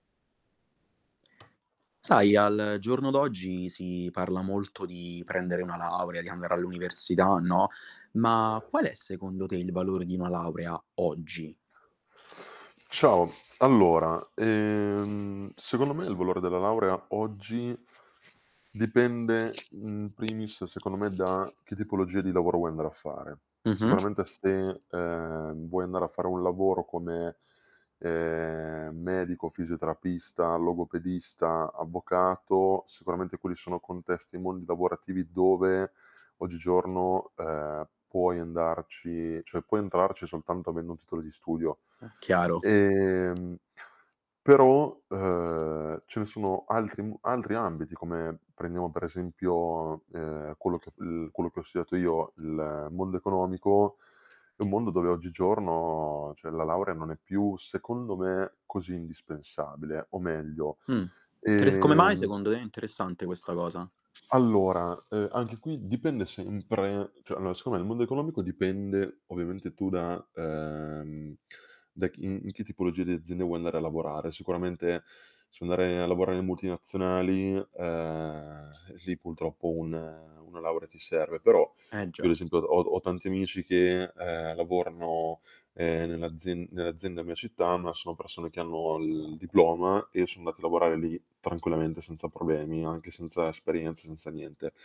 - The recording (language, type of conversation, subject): Italian, podcast, Qual è, secondo te, il valore di una laurea oggi?
- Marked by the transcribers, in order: tapping; other background noise; distorted speech; static; drawn out: "ehm"; chuckle; "purtroppo" said as "pultroppo"